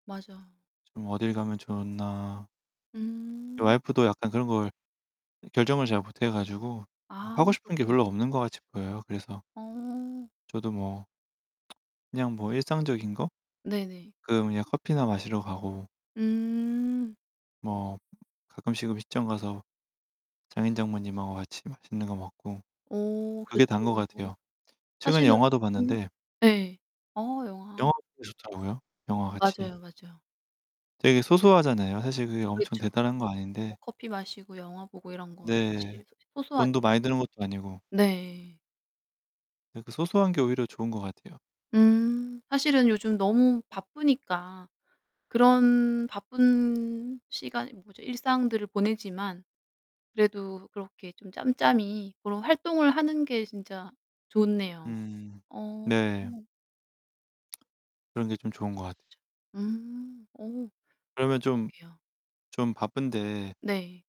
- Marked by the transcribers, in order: distorted speech; static; tsk; tapping
- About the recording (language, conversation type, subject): Korean, unstructured, 친구나 가족과 함께 보내는 시간은 왜 중요한가요?